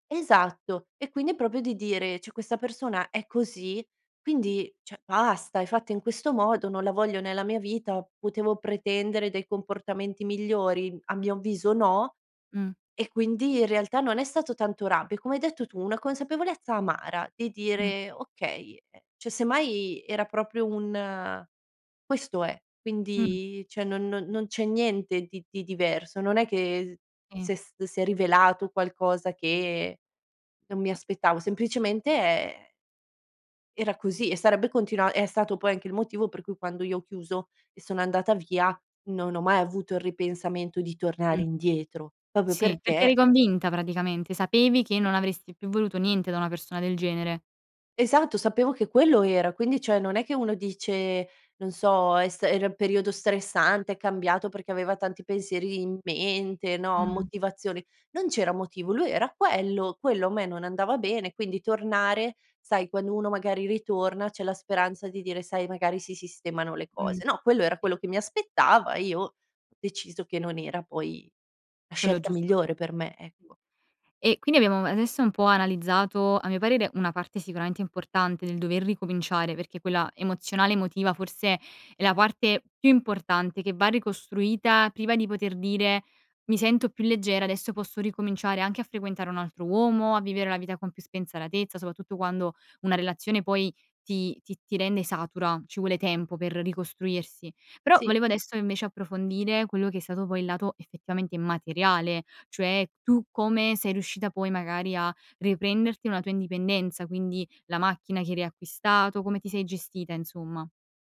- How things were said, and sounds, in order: "proprio" said as "propio"; "Cioè" said as "Ceh"; "cioè" said as "ceh"; "cioè" said as "ceh"; "cioè" said as "ceh"; "proprio" said as "propio"; tapping; "un" said as "um"; other background noise; "spensieratezza" said as "spensaratezza"; "soprattutto" said as "sopatutto"; "riprenderti" said as "reprenderti"; "insomma" said as "inzomma"
- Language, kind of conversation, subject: Italian, podcast, Ricominciare da capo: quando ti è successo e com’è andata?